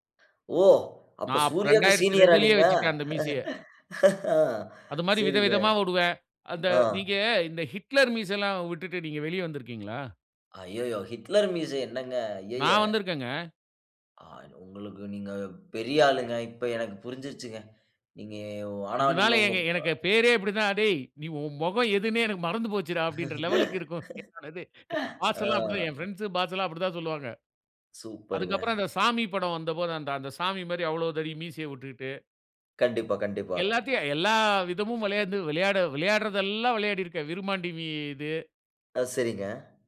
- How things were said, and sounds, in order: other noise; laugh; other background noise; laugh; laughing while speaking: "என்னோட இது"; in English: "பாஸ்ஸல்லாம்"
- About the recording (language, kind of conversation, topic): Tamil, podcast, தனித்துவமான ஒரு அடையாள தோற்றம் உருவாக்கினாயா? அதை எப்படி உருவாக்கினாய்?